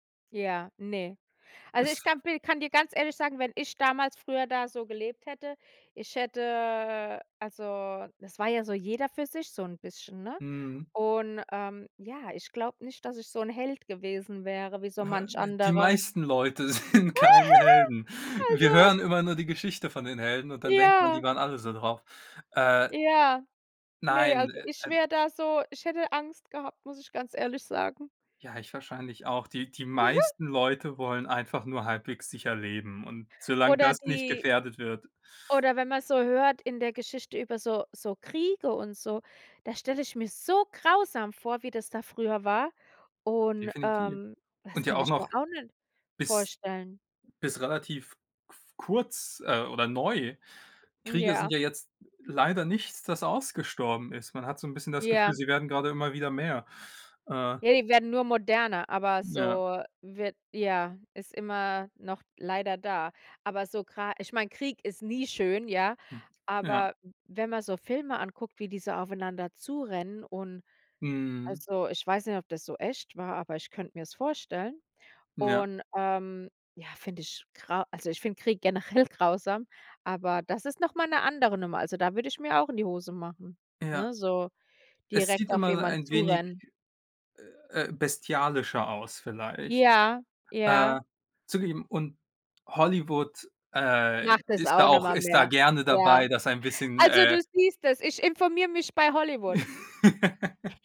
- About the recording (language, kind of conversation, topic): German, unstructured, Welche historische Persönlichkeit findest du besonders inspirierend?
- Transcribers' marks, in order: laughing while speaking: "sind"; giggle; chuckle; laughing while speaking: "generell"; laugh